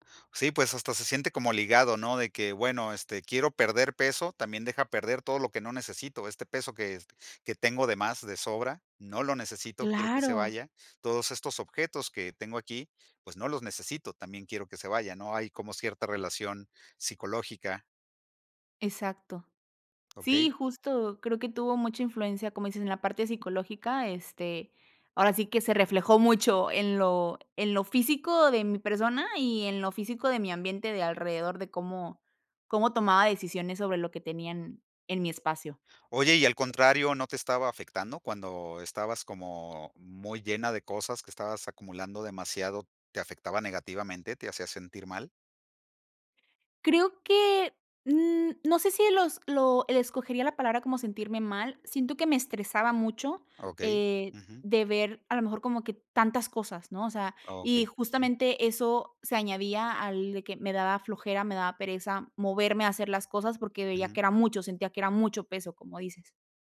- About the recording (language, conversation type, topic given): Spanish, podcast, ¿Cómo haces para no acumular objetos innecesarios?
- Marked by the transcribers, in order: none